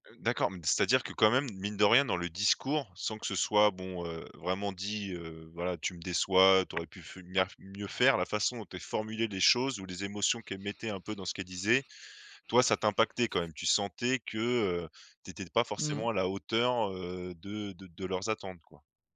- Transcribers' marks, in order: tapping; "faire" said as "feumiaire"; stressed: "formulait"
- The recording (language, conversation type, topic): French, podcast, Quelles attentes tes parents avaient-ils pour toi ?